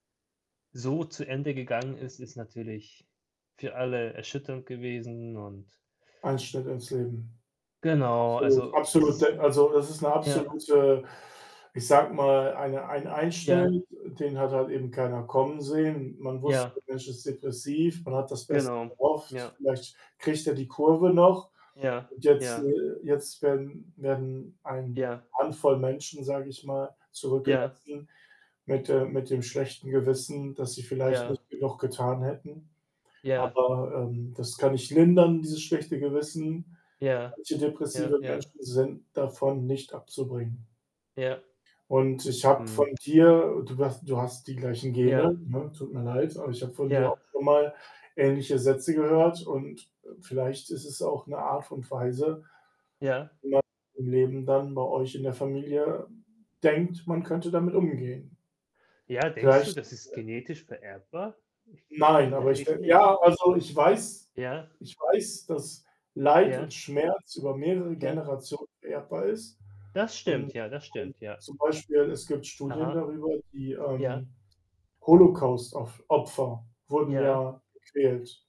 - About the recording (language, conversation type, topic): German, unstructured, Wie hat ein Verlust in deinem Leben deine Sichtweise verändert?
- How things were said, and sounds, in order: other background noise; static; distorted speech